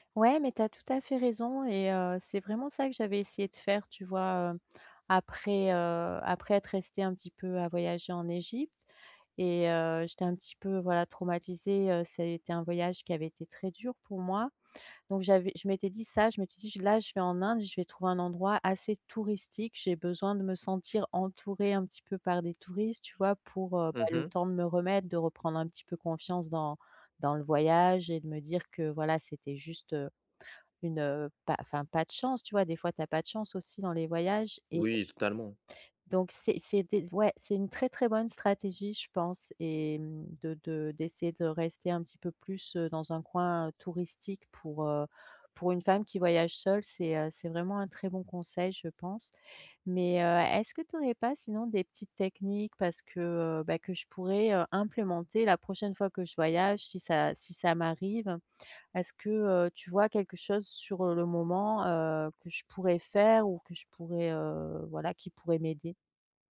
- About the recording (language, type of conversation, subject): French, advice, Comment puis-je réduire mon anxiété liée aux voyages ?
- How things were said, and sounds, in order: stressed: "touristique"; stressed: "entourée"